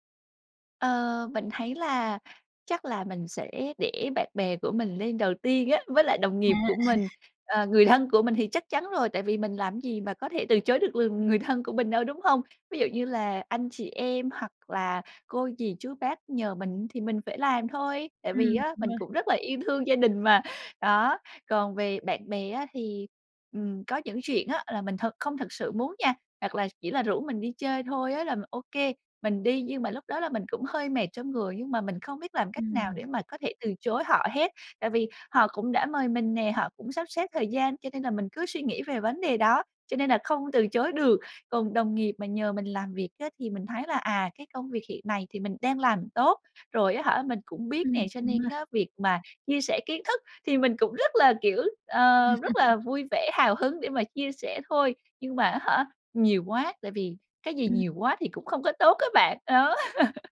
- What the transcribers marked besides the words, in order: chuckle; laugh; tapping; laughing while speaking: "Đó"; laugh
- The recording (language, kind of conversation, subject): Vietnamese, advice, Làm thế nào để lịch sự từ chối lời mời?